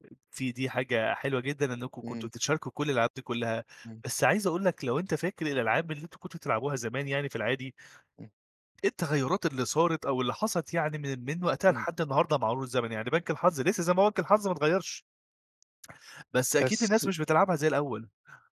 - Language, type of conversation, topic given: Arabic, podcast, إيه اللعبة اللي كان ليها تأثير كبير على عيلتك؟
- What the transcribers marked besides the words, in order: none